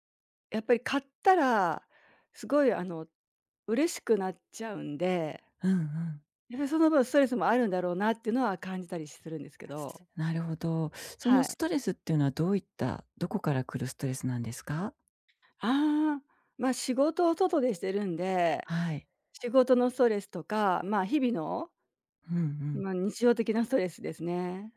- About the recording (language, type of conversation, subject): Japanese, advice, 買い物で一時的な幸福感を求めてしまう衝動買いを減らすにはどうすればいいですか？
- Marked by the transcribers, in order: other background noise